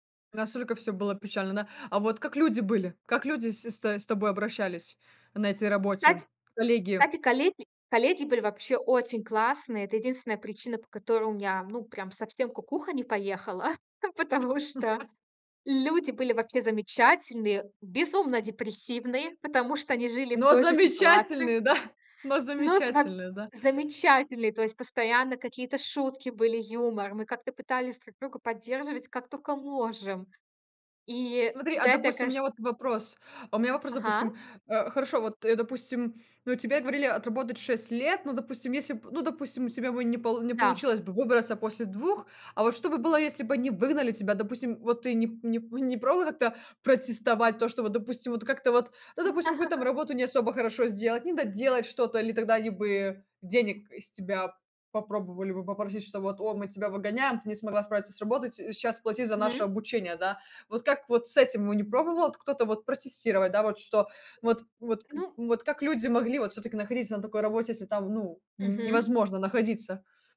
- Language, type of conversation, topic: Russian, podcast, Как вы учитесь воспринимать неудачи как опыт, а не как провал?
- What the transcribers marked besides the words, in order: laugh; chuckle; laughing while speaking: "да"; laugh; other background noise